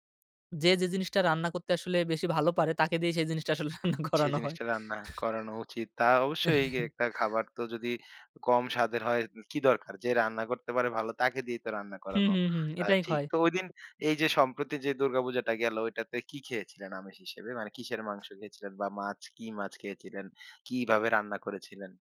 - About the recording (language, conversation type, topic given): Bengali, podcast, উৎসবের খাওয়া-দাওয়া আপনি সাধারণত কীভাবে সামলান?
- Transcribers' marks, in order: laughing while speaking: "রান্না করানো হয়"; other noise; chuckle